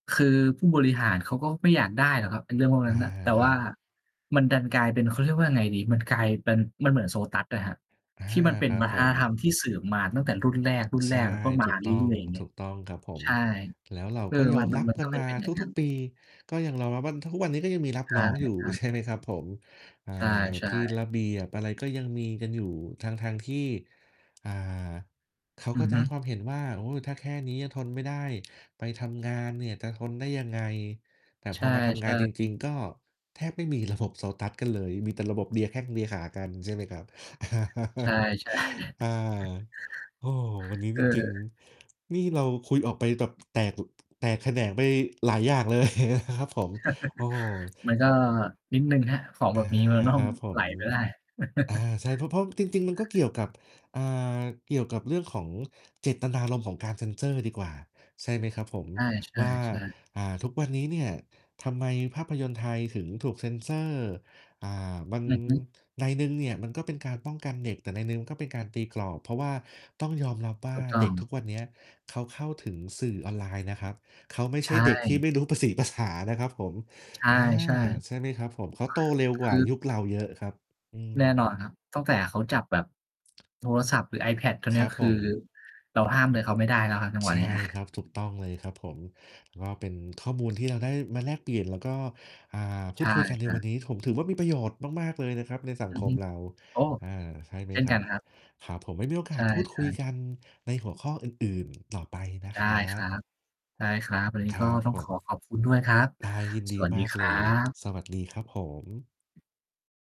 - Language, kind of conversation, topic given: Thai, unstructured, คุณมีความคิดเห็นอย่างไรเกี่ยวกับการเซ็นเซอร์ในภาพยนตร์ไทย?
- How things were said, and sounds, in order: distorted speech; mechanical hum; other background noise; laughing while speaking: "ใช่"; chuckle; laughing while speaking: "เลย"; chuckle; chuckle; laughing while speaking: "ประสีประสา"; tapping